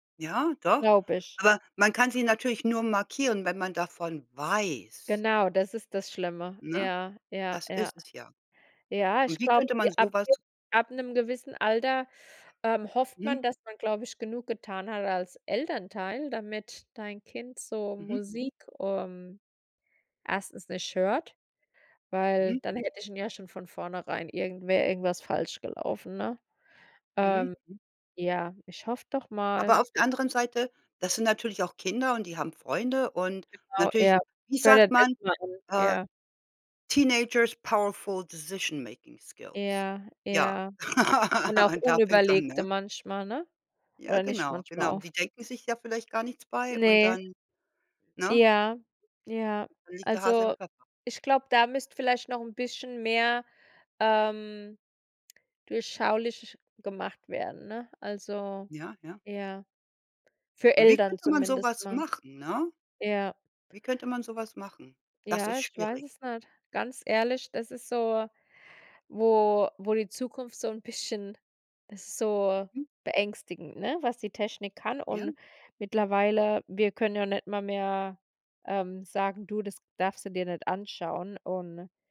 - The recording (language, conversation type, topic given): German, podcast, Wie hat das Internet dein Musikhören verändert?
- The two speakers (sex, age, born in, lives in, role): female, 35-39, Germany, United States, guest; female, 55-59, Germany, United States, host
- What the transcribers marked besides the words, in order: drawn out: "weiß"; stressed: "weiß"; unintelligible speech; in English: "Teenagers powerful decision making skills"; laugh; "durchschaubar" said as "durchschaulich"